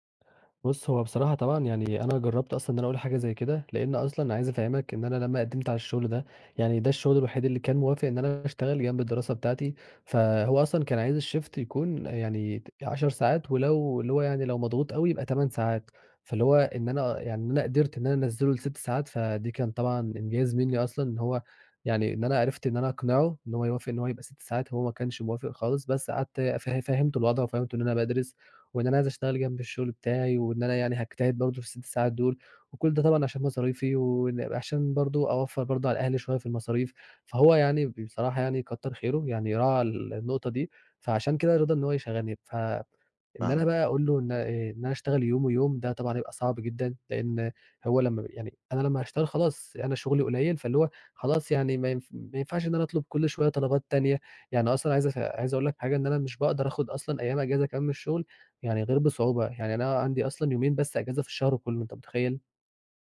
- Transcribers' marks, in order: other background noise
- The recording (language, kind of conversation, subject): Arabic, advice, إيه اللي بيخليك تحس بإرهاق من كتر المواعيد ومفيش وقت تريح فيه؟